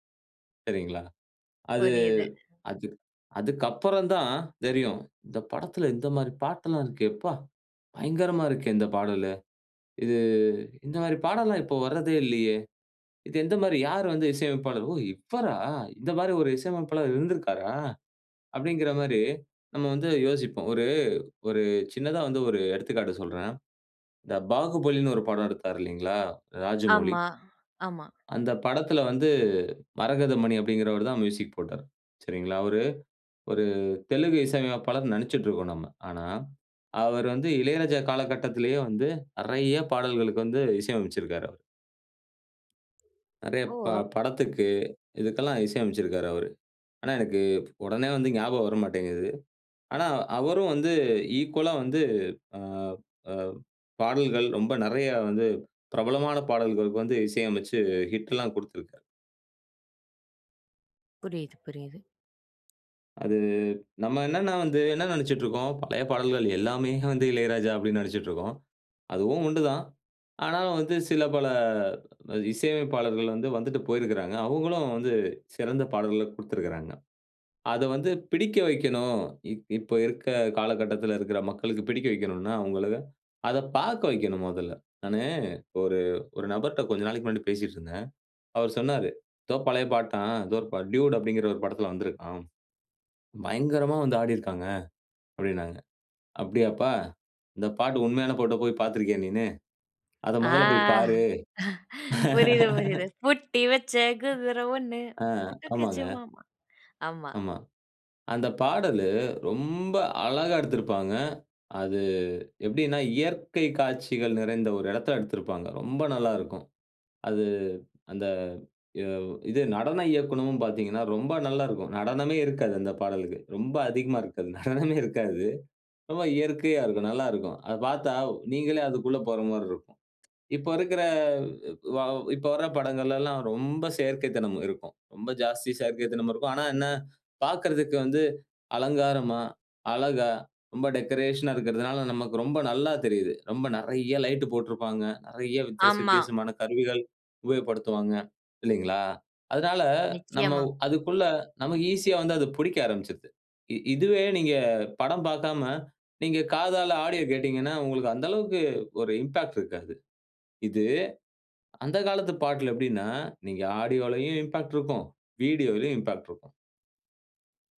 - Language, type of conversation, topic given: Tamil, podcast, பழைய ஹிட் பாடலுக்கு புதிய கேட்போர்களை எப்படிக் கவர முடியும்?
- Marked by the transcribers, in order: other background noise; in English: "ஈக்வல்லா"; in English: "ஹிட்லாம்"; other noise; chuckle; laughing while speaking: "ஆ. புரியுது புரியுது"; singing: "பூட்டி வச்ச குதிரை ஒண்ணு புட்டுக்கிச்சி மாமா. ஆமா"; laugh; laughing while speaking: "நடனமே இருக்காது. ரொம்ப இயற்கையா இருக்கும். நல்லா இருக்கும்"; in English: "டெக்கரேஷன்னா"; in English: "இம்பாக்ட்"; in English: "ஆடியோவும் இம்பாக்ட்"; in English: "வீடியோலயும் இம்பாக்ட்"